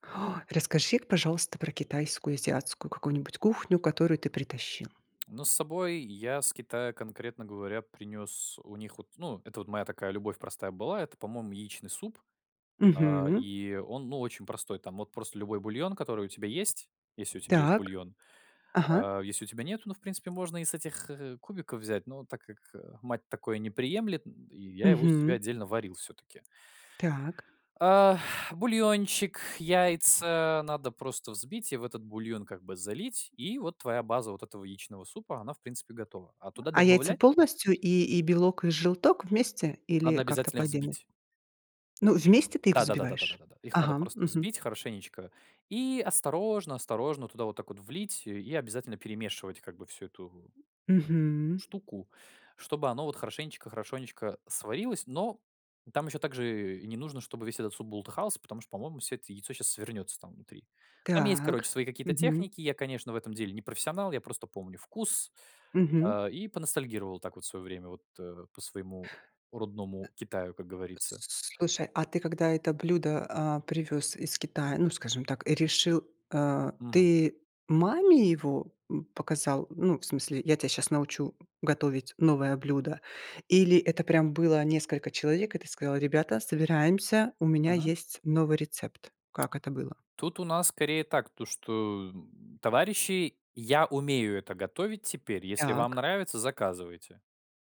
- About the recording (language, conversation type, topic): Russian, podcast, Какие блюда в вашей семье связаны с праздниками и обычаями?
- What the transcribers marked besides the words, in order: gasp; tapping; other background noise; exhale